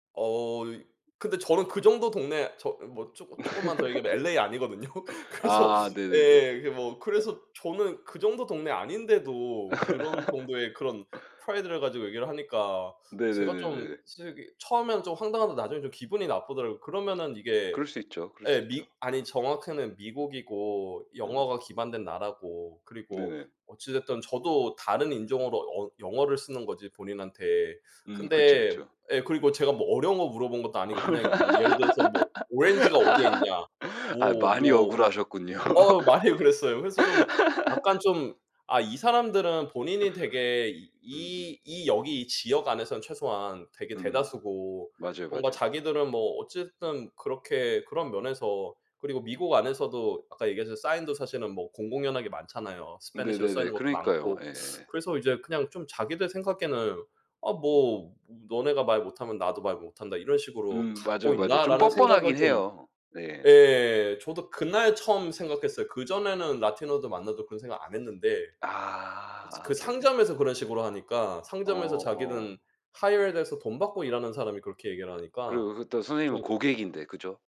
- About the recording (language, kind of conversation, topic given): Korean, unstructured, 문화 차이 때문에 생겼던 재미있는 일이 있나요?
- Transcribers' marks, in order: laugh; laughing while speaking: "아니거든요. 그래서"; laugh; laugh; tapping; put-on voice: "프라이드를"; laugh; laughing while speaking: "하셨군요"; laughing while speaking: "많이 억울했어요"; laugh; put-on voice: "스페니시로"; teeth sucking; put-on voice: "hired"; in English: "hired"; other background noise